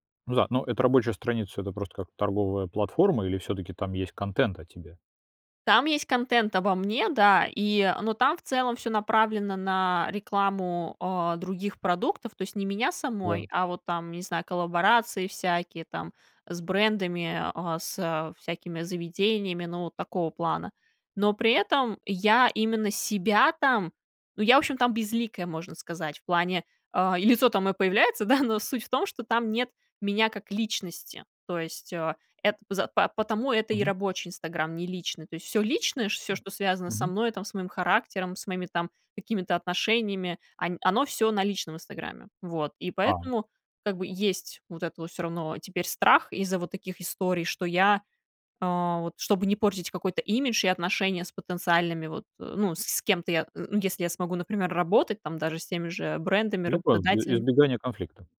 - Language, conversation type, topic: Russian, podcast, Какие границы ты устанавливаешь между личным и публичным?
- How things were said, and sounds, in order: chuckle; other background noise